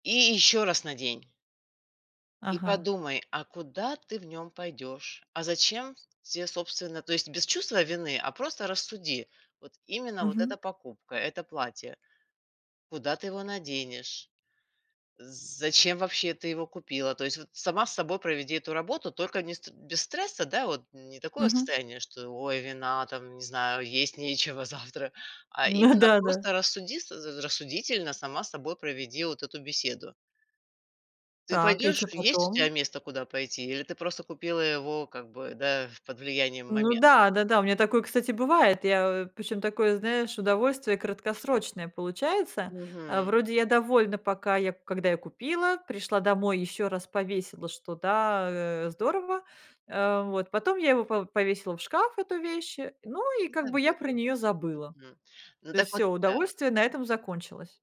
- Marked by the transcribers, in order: other background noise; tapping; laughing while speaking: "завтра"; unintelligible speech
- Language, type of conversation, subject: Russian, advice, Что вы чувствуете — вину и сожаление — после дорогостоящих покупок?